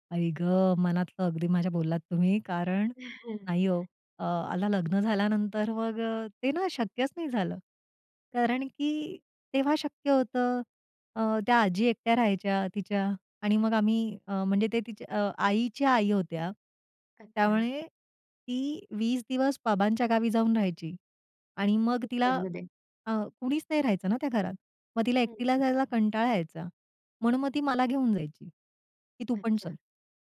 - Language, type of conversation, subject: Marathi, podcast, लहानपणीची आठवण जागवणारे कोणते खाद्यपदार्थ तुम्हाला लगेच आठवतात?
- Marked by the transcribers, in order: chuckle; other background noise